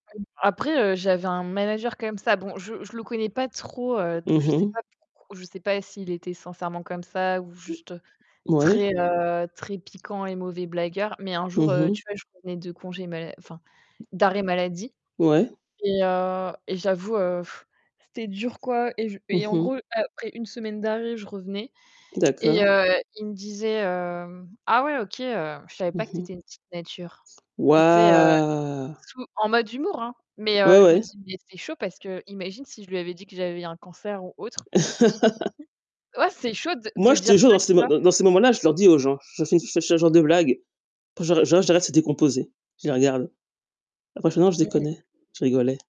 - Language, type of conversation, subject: French, unstructured, Quels rôles jouent l’empathie et la compassion dans notre développement personnel ?
- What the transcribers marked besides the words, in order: static; other background noise; tapping; distorted speech; blowing; drawn out: "Wouah !"; laugh; unintelligible speech; unintelligible speech